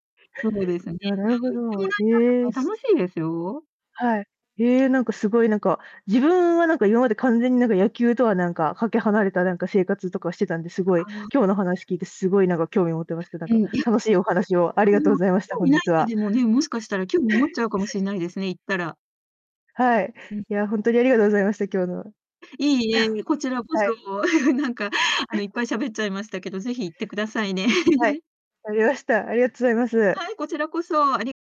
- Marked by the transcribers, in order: distorted speech; unintelligible speech; tapping; other background noise; unintelligible speech; laugh; chuckle; laugh; laugh
- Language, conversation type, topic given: Japanese, podcast, 最近ハマっている趣味は何ですか？